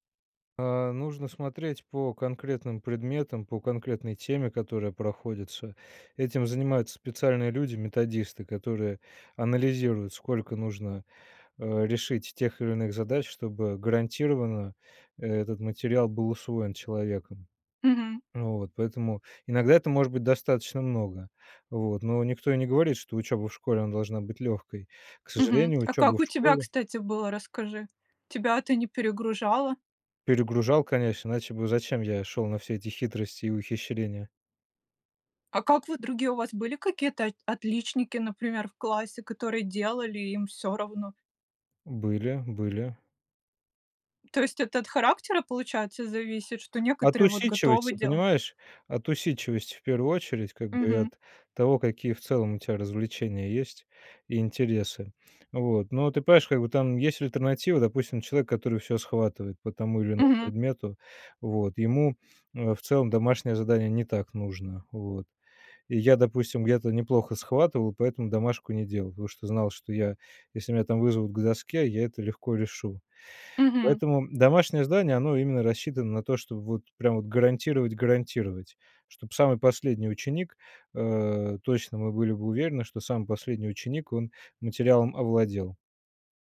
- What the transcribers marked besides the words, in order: tapping
- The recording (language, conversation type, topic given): Russian, podcast, Что вы думаете о домашних заданиях?